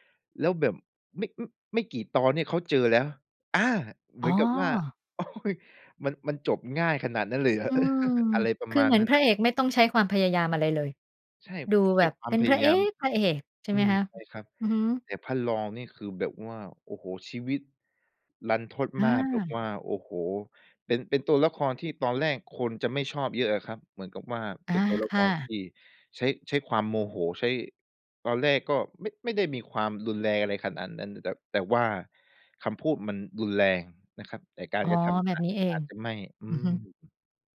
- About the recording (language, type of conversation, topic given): Thai, podcast, มีตัวละครตัวไหนที่คุณใช้เป็นแรงบันดาลใจบ้าง เล่าให้ฟังได้ไหม?
- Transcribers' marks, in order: laughing while speaking: "โอ๊ย"; laughing while speaking: "เหรอ ?"; chuckle; other background noise